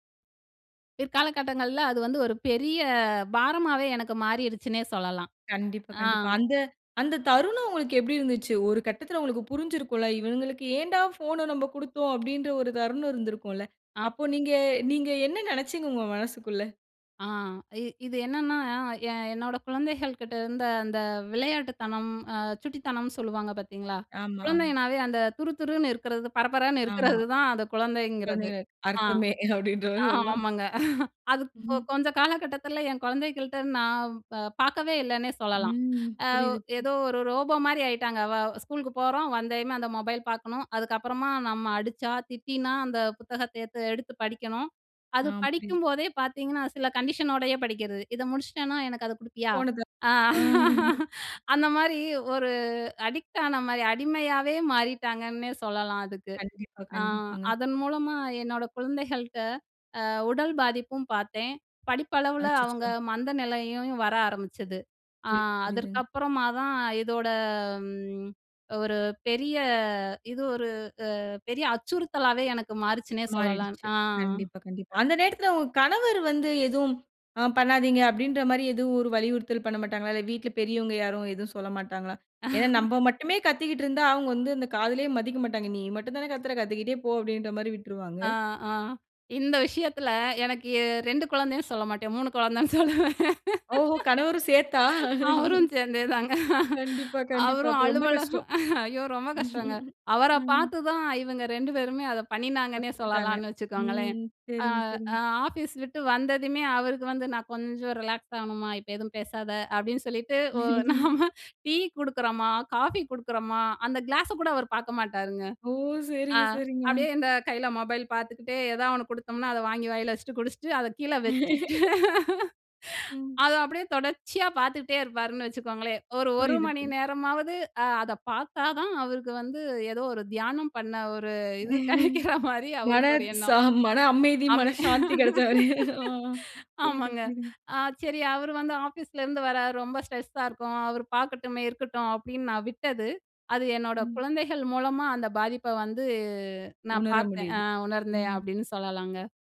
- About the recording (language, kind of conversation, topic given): Tamil, podcast, உங்கள் கைப்பேசி குடும்ப உறவுகளை எப்படி பாதிக்கிறது?
- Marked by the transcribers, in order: laughing while speaking: "அர்த்தமே அப்பிடின்றமாரி சொல்லாம்"; laughing while speaking: "பரபரன்னு இருக்குறது தான்"; laughing while speaking: "ஆ, ஆமாங்க"; in English: "கண்டிஷனோடயே"; chuckle; laugh; in English: "அடிக்ட்"; laugh; laughing while speaking: "குழந்தைன்னு சொல்லுவேன். அவரும் சேர்ந்தேதாங்க. அவரும் அலுவலகம் ஐயோ! ரொம்ப கஷ்டங்க"; laugh; laugh; in English: "ரிலாக்ஸ்"; laughing while speaking: "நாம"; laugh; laugh; laughing while speaking: "வச்சுட்டு"; laugh; laugh; laughing while speaking: "கிடைக்கிற மாரி"; laughing while speaking: "கிடைச்சமாரி, ஆ"; laugh; in English: "ஸ்ட்ரெஸ்ஸா"